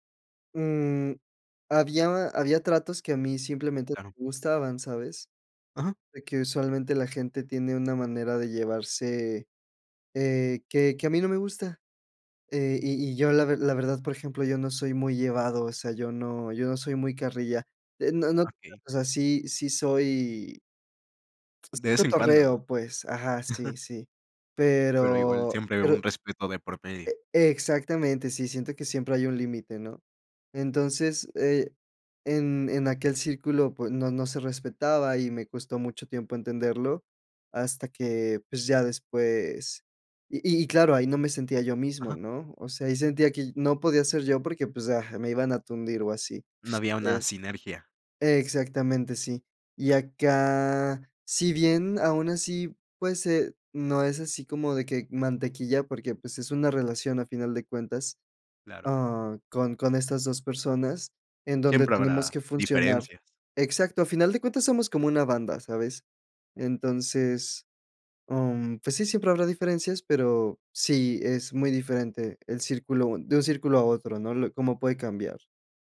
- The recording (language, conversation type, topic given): Spanish, podcast, ¿Qué parte de tu trabajo te hace sentir más tú mismo?
- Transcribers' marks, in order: unintelligible speech; chuckle